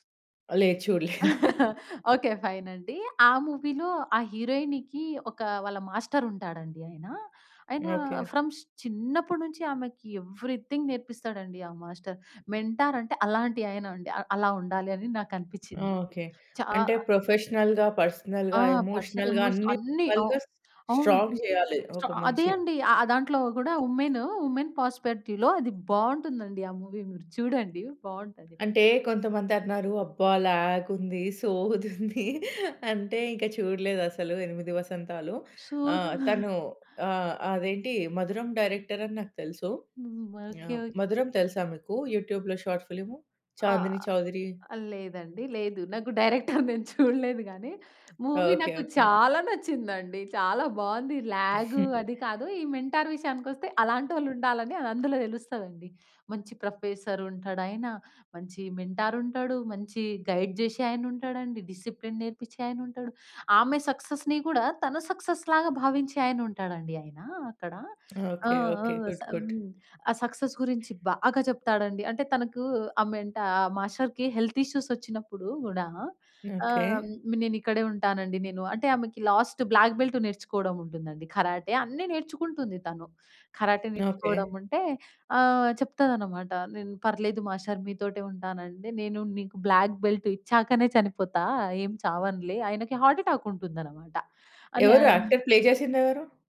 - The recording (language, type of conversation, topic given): Telugu, podcast, మంచి మార్గదర్శకుడిని ఎలా ఎంచుకోవాలో మీరు చెప్పగలరా?
- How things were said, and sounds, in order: chuckle; in English: "ఫైన్"; giggle; other background noise; in English: "మూవీలో"; in English: "హీరోయిన్‌కి"; in English: "ఫ్రమ్స్"; in English: "ఎవ్రీథింగ్"; in English: "మెంటార్"; in English: "ప్రొఫెషనల్‌గా, పర్సనల్‌గా, ఎమోషనల్‌గా"; in English: "పర్సనల్ ఎమోషన్"; in English: "స్ట్రాంగ్"; in English: "వుమెన్ ప్రాస్పెక్టీవ్‌లో"; in English: "మూవీ"; tapping; chuckle; chuckle; in English: "యూట్యూబ్‌లో షార్ట్"; laughing while speaking: "నాకు డైరెక్టర్ నేను చూడలేదు గాని మూవీ నాకు చాలా నచ్చిందండి. చాలా బావుంది"; in English: "డైరెక్టర్"; in English: "మూవీ"; in English: "ల్యాగ్"; in English: "మెంటార్"; giggle; in English: "ప్రొఫెసర్"; in English: "మెంటార్"; in English: "గైడ్"; in English: "డిసిప్లిన్"; in English: "సక్సెస్‌ని"; in English: "సక్సెస్‌లాగా"; in English: "గుడ్. గుడ్"; in English: "సక్సెస్"; in English: "మెంటార్"; in English: "మాస్టర్‌కి హెల్త్ ఇష్యూస్"; in English: "లాస్ట్ బ్లాక్ బెల్ట్"; in English: "మాస్టర్"; in English: "బ్లాక్ బెల్ట్"; in English: "హార్ట్ అటాక్"; in English: "యాక్టర్ ప్లే"